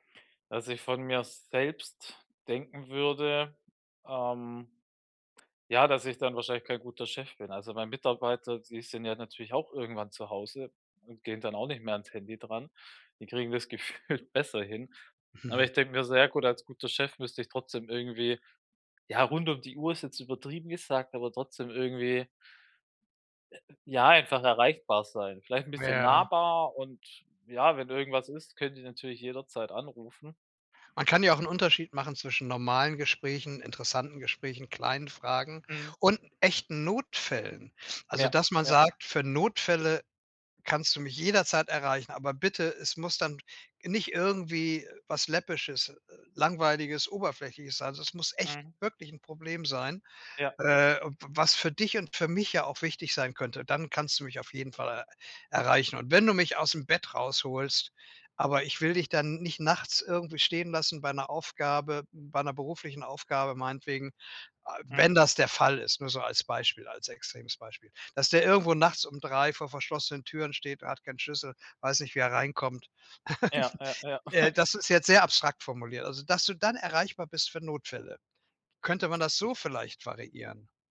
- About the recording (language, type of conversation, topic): German, advice, Wie kann ich meine berufliche Erreichbarkeit klar begrenzen?
- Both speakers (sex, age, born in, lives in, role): male, 35-39, Germany, Germany, user; male, 70-74, Germany, Germany, advisor
- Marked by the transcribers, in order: laughing while speaking: "gefühlt"; chuckle; chuckle